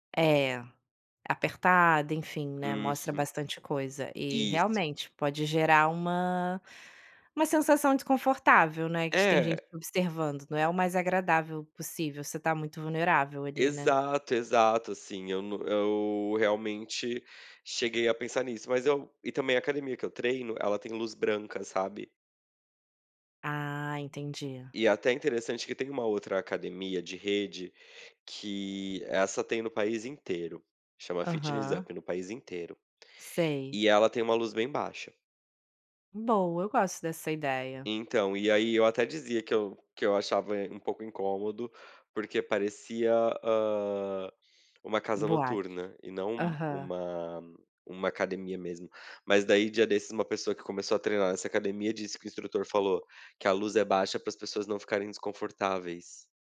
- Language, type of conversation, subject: Portuguese, advice, Como você se sente quando fica intimidado ou desconfortável na academia?
- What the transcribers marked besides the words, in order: other background noise